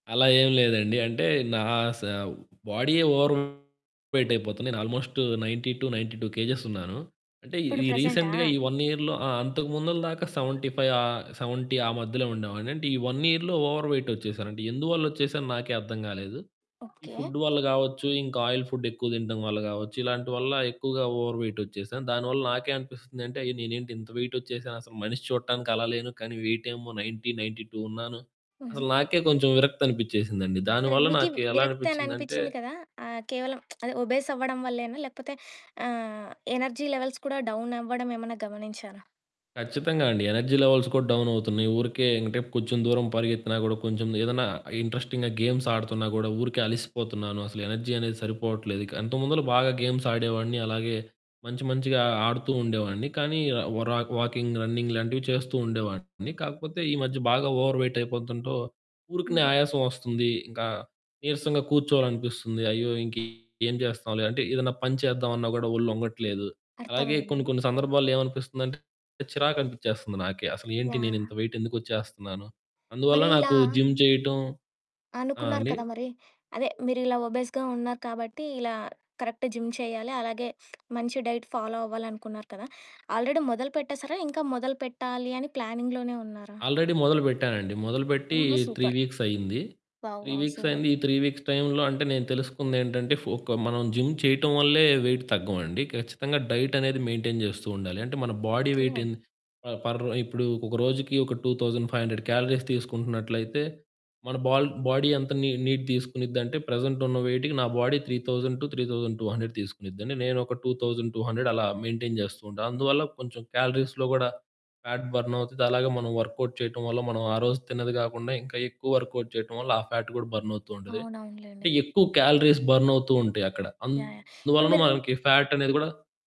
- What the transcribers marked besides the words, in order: in English: "ఓవర్ వెయిట్"; distorted speech; in English: "నైన్టీ టూ నైన్టీ టూ కేజెస్"; in English: "రీసెంట్‌గా"; in English: "వన్ ఇయర్‌లో"; other background noise; in English: "సెవెంటీ ఫైవ్"; in English: "సెవెంటీ"; in English: "వన్ ఇయర్‌లో ఓవర్ వెయిట్"; in English: "ఆయిల్ ఫుడ్"; in English: "ఓవర్ వెయిట్"; in English: "నైన్టీ నైన్టీ టూ"; lip smack; in English: "ఒబీస్"; in English: "ఎనర్జీ లెవెల్స్"; in English: "ఎనర్జీ లెవెల్స్"; in English: "ఇంట్రెస్టింగ్‌గా గేమ్స్"; in English: "ఎనర్జీ"; in English: "గేమ్స్"; in English: "రన్నింగ్"; in English: "ఓవర్ వెయిట్"; in English: "జిమ్"; in English: "ఒబీస్‌గా"; in English: "కరెక్ట్ జిమ్"; in English: "డైట్ ఫాలో"; in English: "ఆల్రెడీ"; in English: "ప్లానింగ్‌లోనే"; in English: "ఆల్రెడీ"; in English: "సూపర్"; in English: "త్రీ వీక్స్"; in English: "త్రీ వీక్స్"; in English: "వావ్! వావ్! సూపర్"; in English: "త్రీ వీక్స్"; in English: "జిమ్"; in English: "వెయిట్"; in English: "మెయింటైన్"; in English: "వెయిట్"; in English: "టూ థౌసండ్ ఫైవ్ హండ్రెడ్ క్యాలరీస్"; in English: "బాడీ"; in English: "నీ నీడ్"; in English: "వెయిట్‌కి"; in English: "బాడీ త్రీ థౌసండ్ టూ త్రీ థౌసండ్ టూ హండ్రెడ్"; in English: "టూ థౌసండ్ టూ హండ్రెడ్"; in English: "మెయింటైన్"; in English: "క్యాలరీస్‌లో"; in English: "ఫ్యాట్ బర్న్"; in English: "వర్క్ అవుట్"; in English: "వర్క్ అవుట్"; in English: "ఫ్యాట్"; in English: "బర్న్"; in English: "కాలరీస్ బర్న్"; in English: "ఫ్యాట్"
- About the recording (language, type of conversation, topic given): Telugu, podcast, ఇప్పుడే మొదలుపెట్టాలని మీరు కోరుకునే హాబీ ఏది?